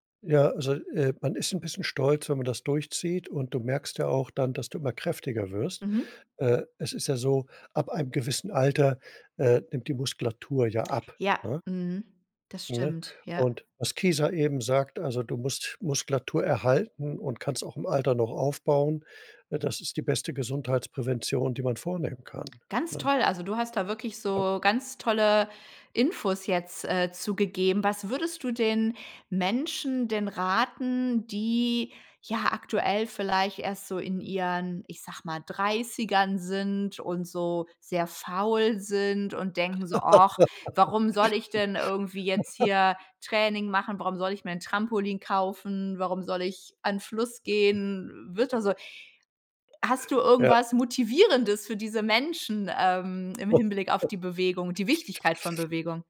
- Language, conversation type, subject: German, podcast, Wie trainierst du, wenn du nur 20 Minuten Zeit hast?
- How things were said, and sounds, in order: laugh; chuckle; chuckle